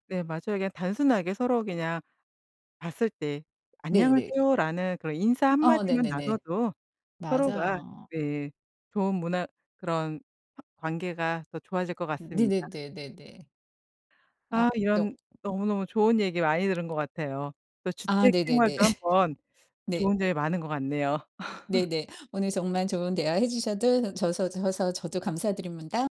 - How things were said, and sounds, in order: tapping; laugh; laugh
- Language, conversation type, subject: Korean, podcast, 이웃끼리 서로 돕고 도움을 받는 문화를 어떻게 만들 수 있을까요?